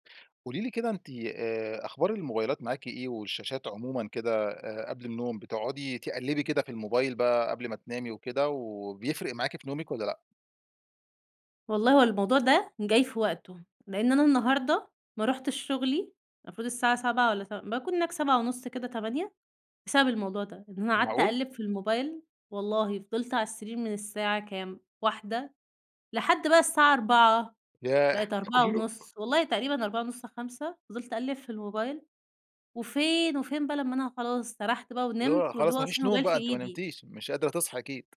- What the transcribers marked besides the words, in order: tapping; stressed: "وفين"
- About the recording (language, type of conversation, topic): Arabic, podcast, شو تأثير الشاشات قبل النوم وإزاي نقلّل استخدامها؟